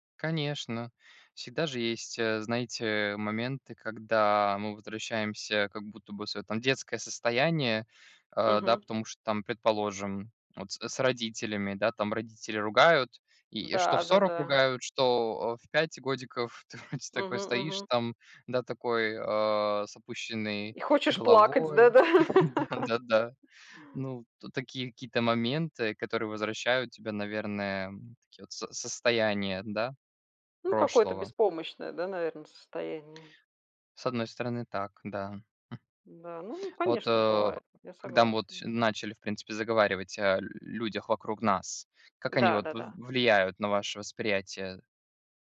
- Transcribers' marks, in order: other background noise; laughing while speaking: "да-да"; chuckle; laugh; tapping
- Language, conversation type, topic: Russian, unstructured, Что делает вас счастливым в том, кем вы являетесь?